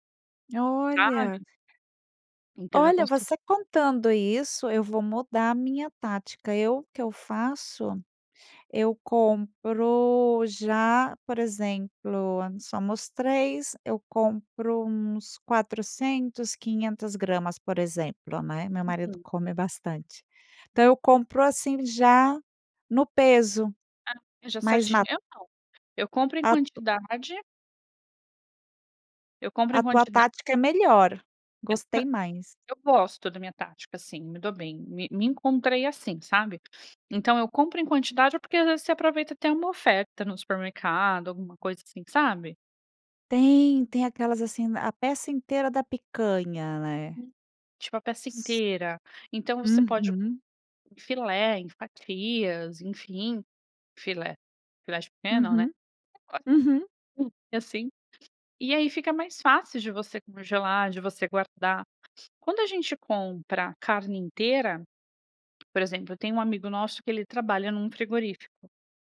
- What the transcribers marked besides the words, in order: other background noise; unintelligible speech
- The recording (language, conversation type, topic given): Portuguese, podcast, Como reduzir o desperdício de comida no dia a dia?
- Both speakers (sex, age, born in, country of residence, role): female, 35-39, Brazil, Italy, guest; female, 50-54, Brazil, Spain, host